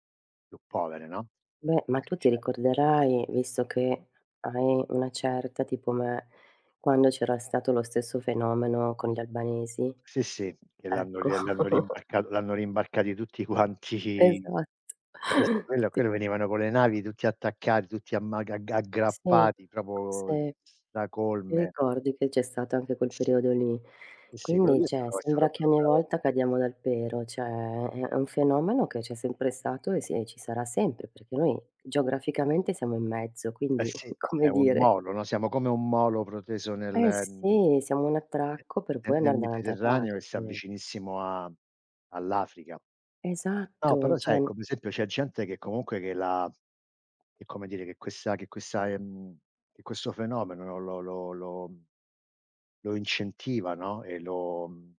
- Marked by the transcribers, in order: chuckle; laughing while speaking: "tutti quanti"; laughing while speaking: "Esatto"; other background noise; "proprio" said as "propo"; "cioè" said as "ceh"; "proprio" said as "propio"; chuckle; "cioè" said as "ceh"; tapping
- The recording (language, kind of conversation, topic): Italian, unstructured, Come puoi convincere qualcuno senza imporre la tua opinione?